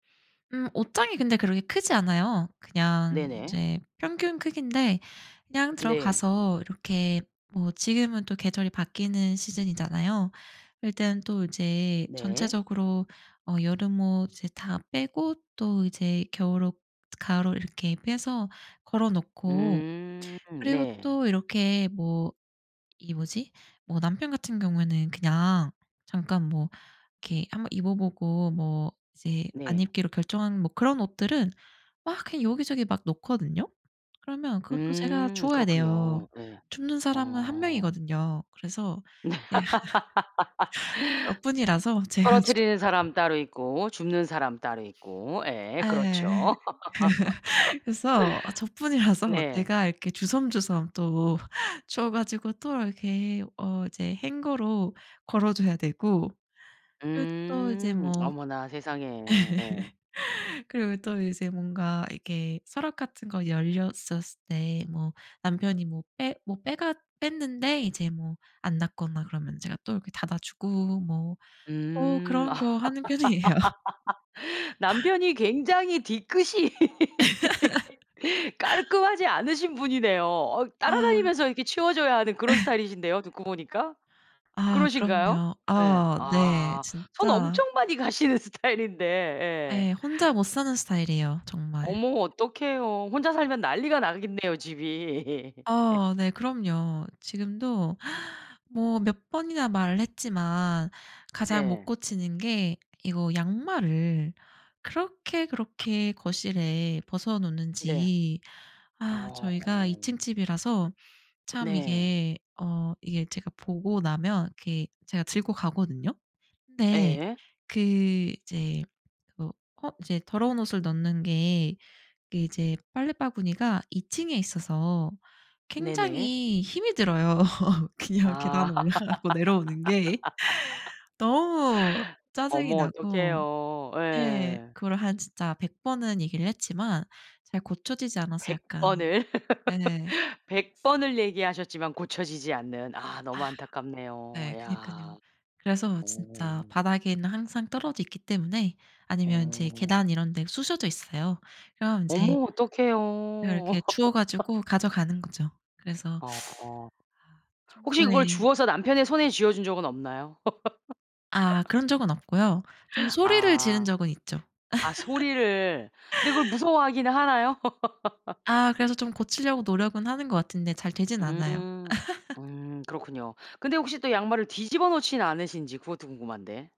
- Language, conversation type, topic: Korean, podcast, 집을 정리할 때 보통 어디서부터 시작하시나요?
- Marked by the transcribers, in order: tapping; laugh; laughing while speaking: "제가 주워요"; other background noise; laugh; laugh; laugh; laugh; laughing while speaking: "편이에요"; laugh; laugh; laugh; laughing while speaking: "스타일인데"; laugh; gasp; chuckle; laughing while speaking: "그냥 계단 올라가고 내려오는 게"; laugh; laugh; laugh; teeth sucking; laugh; chuckle; laugh; chuckle